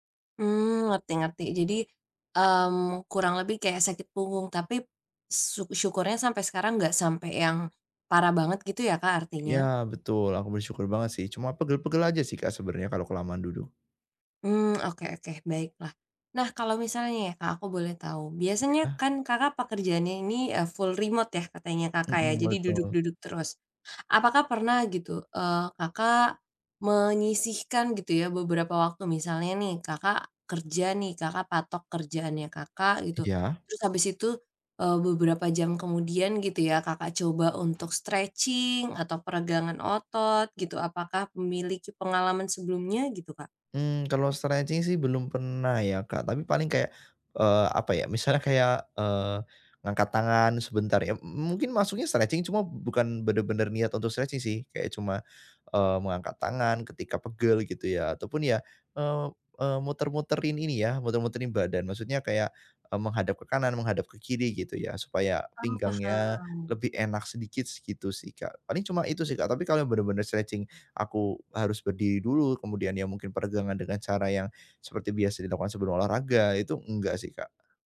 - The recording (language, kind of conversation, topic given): Indonesian, advice, Bagaimana caranya agar saya lebih sering bergerak setiap hari?
- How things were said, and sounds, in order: in English: "full"; in English: "stretching"; in English: "stretching"; in English: "stretching"; in English: "stretching"; in English: "stretching"